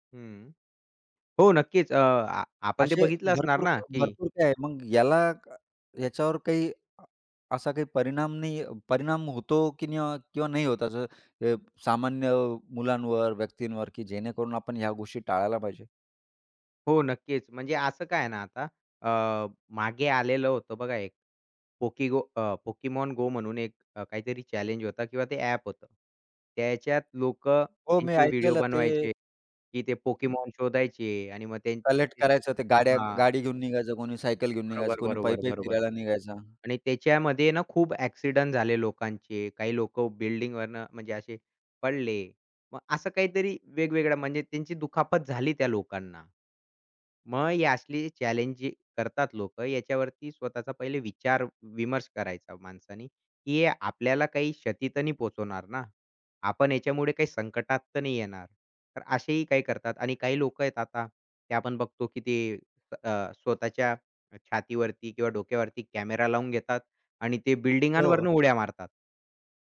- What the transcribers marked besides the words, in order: tapping; other background noise; unintelligible speech
- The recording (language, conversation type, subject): Marathi, podcast, व्हायरल चॅलेंज लोकांना इतके भुरळ का घालतात?